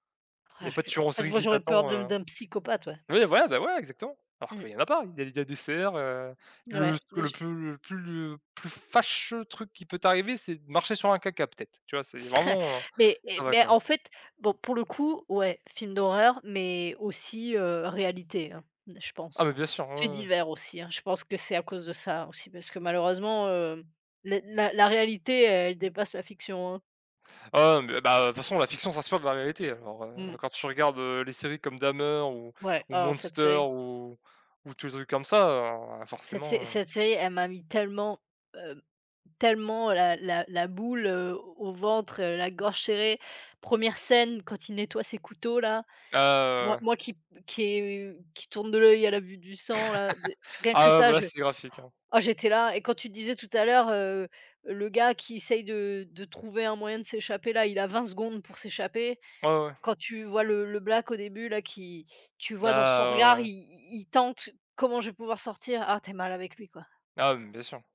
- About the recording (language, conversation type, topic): French, unstructured, Préférez-vous les films d’horreur ou les films de science-fiction ?
- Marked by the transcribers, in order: other background noise; stressed: "fâcheux"; chuckle; tapping; laugh; in English: "black"